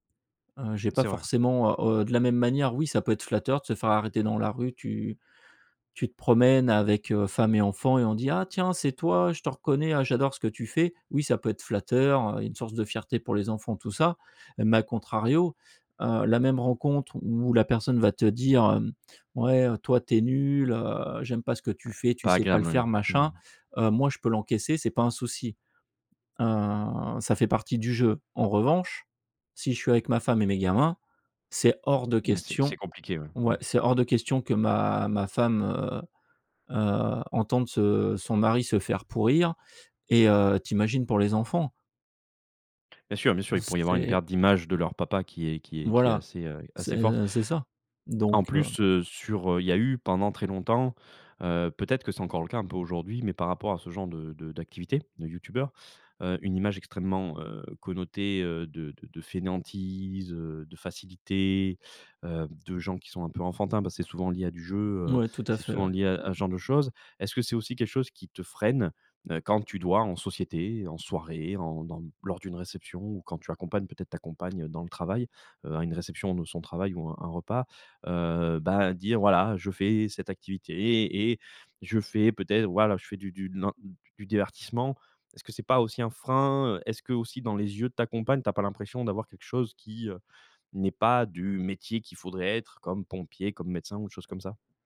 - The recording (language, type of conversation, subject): French, podcast, Comment rester authentique lorsque vous exposez votre travail ?
- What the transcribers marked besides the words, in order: other background noise; stressed: "fais"